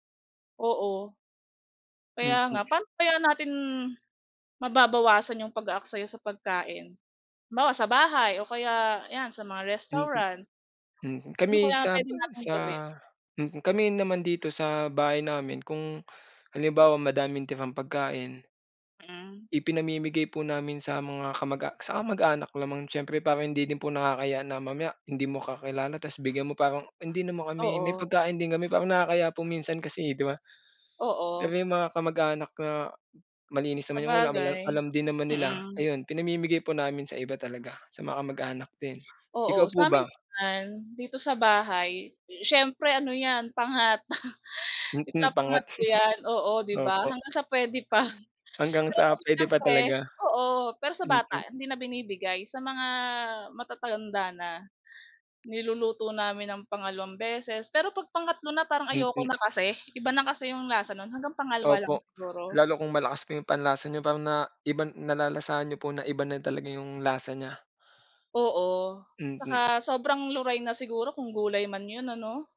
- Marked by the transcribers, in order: laugh; laugh
- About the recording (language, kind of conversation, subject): Filipino, unstructured, Ano ang masasabi mo sa mga taong nagtatapon ng pagkain kahit may mga nagugutom?